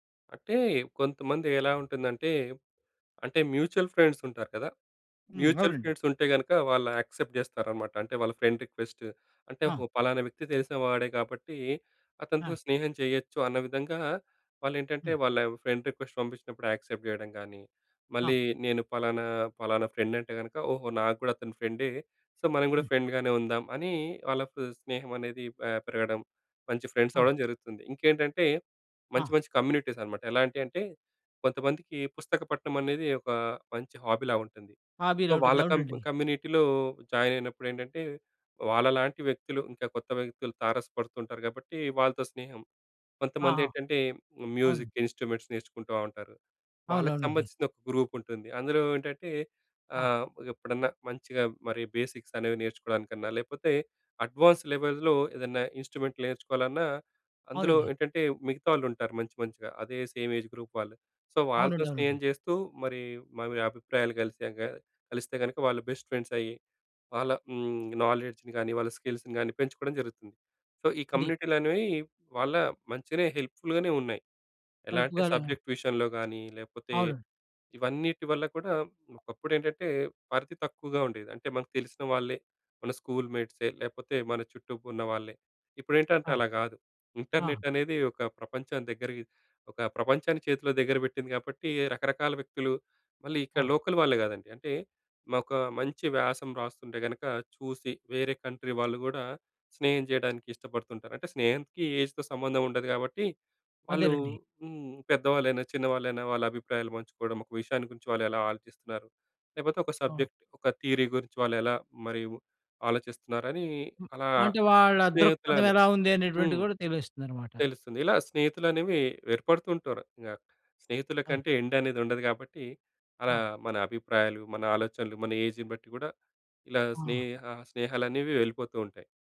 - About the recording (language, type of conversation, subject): Telugu, podcast, కొత్త చోటుకు వెళ్లినప్పుడు మీరు కొత్త స్నేహితులను ఎలా చేసుకుంటారు?
- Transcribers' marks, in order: in English: "మ్యూచువల్ ఫ్రెండ్స్"; in English: "మ్యూచువల్ ఫ్రెండ్స్"; tapping; in English: "యాక్సెప్ట్"; in English: "ఫ్రెండ్ రిక్వెస్ట్‌ని"; in English: "ఫ్రెండ్ రిక్వెస్ట్‌ని"; in English: "యాక్సెప్ట్"; in English: "ఫ్రెండ్"; in English: "ఫ్రెండే. సో"; in English: "ఫ్రెండ్‍గానే"; in English: "ఫ్రెండ్స్"; in English: "కమ్యూనిటీస్"; in English: "హాబీలా"; in English: "హాబీలా"; in English: "సో"; in English: "జాయిన్"; in English: "మ్యూజిక్ ఇన్స్ట్రుమెంట్స్‌ని"; in English: "గ్రూప్"; in English: "బేసిక్స్‌ని"; in English: "అడ్వాన్స్డ్ లెవెల్స్‌లో"; in English: "ఇన్స్ట్రుమెంట్‌ని"; in English: "సేమ్ ఏజ్ గ్రూప్"; in English: "సో"; in English: "బెస్ట్ ఫ్రెండ్స్"; in English: "నాలెడ్జ్‌ని"; in English: "స్కిల్స్‌ని"; in English: "సో"; in English: "హెల్ప్‌గానే"; in English: "హెల్ప్‌ఫుల్‍గానే"; in English: "సబ్జెక్ట్"; in English: "ఇంటర్‍నెట్"; in English: "లోకల్"; in English: "కంట్రీ"; in English: "ఏజ్‌తో"; in English: "సబ్జెక్ట్"; in English: "థియరీ"; in English: "ఎండ్"; in English: "ఏజ్‌ని"